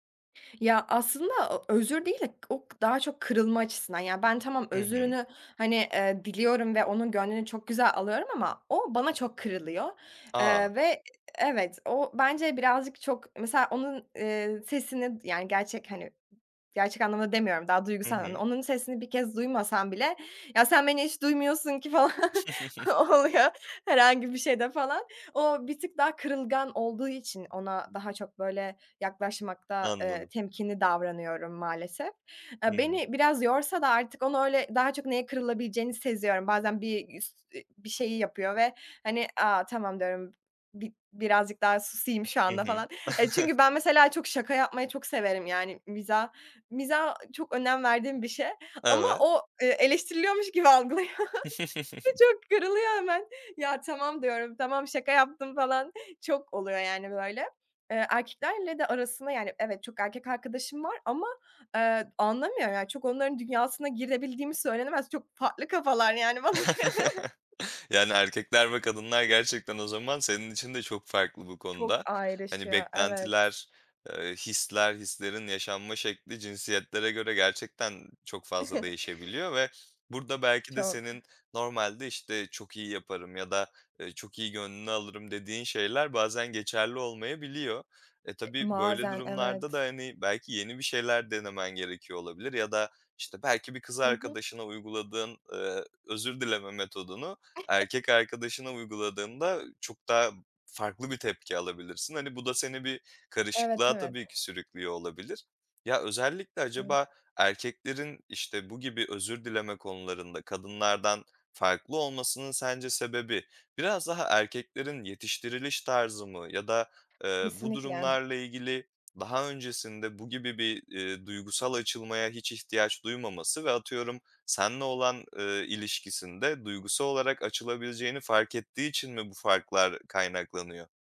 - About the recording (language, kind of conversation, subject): Turkish, podcast, Birine içtenlikle nasıl özür dilersin?
- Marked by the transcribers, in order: tapping; other noise; laughing while speaking: "falan, oluyor"; chuckle; chuckle; laughing while speaking: "algılıyor ve çok kırılıyor hemen"; chuckle; chuckle; laughing while speaking: "bana göre"; other background noise; chuckle; chuckle